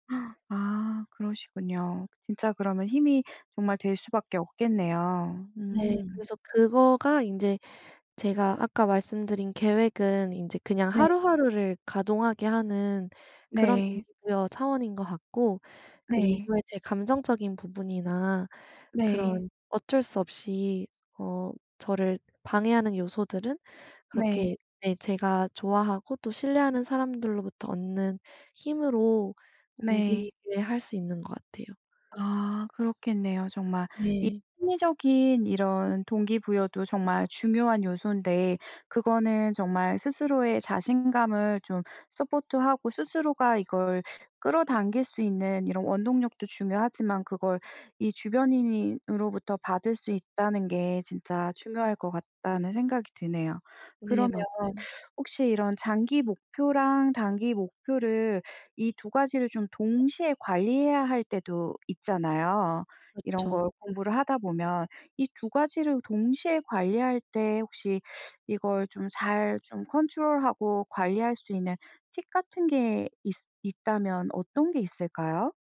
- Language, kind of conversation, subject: Korean, podcast, 공부 동기는 보통 어떻게 유지하시나요?
- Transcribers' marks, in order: gasp; other background noise; teeth sucking; tapping; put-on voice: "컨트롤하고"